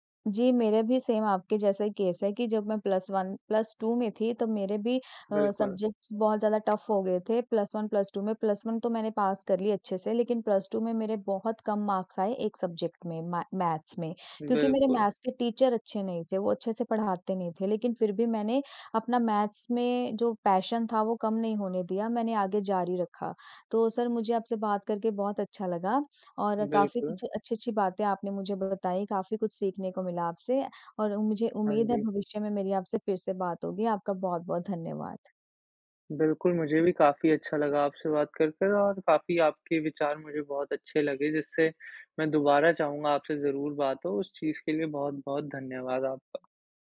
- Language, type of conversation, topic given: Hindi, unstructured, क्या आपको कभी किसी परीक्षा में सफलता मिलने पर खुशी मिली है?
- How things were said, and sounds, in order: in English: "सेम"; in English: "केस"; in English: "प्लस वन, प्लस टू"; in English: "सब्जेक्ट्स"; in English: "टफ़"; in English: "प्लस वन, प्लस टू"; in English: "प्लस वन"; in English: "पास"; in English: "प्लस टू"; in English: "मार्क्स"; in English: "सब्जेक्ट"; in English: "मैथ्स"; in English: "मैथ्स"; in English: "टीचर"; in English: "मैथ्स"; in English: "पैशन"; in English: "सर"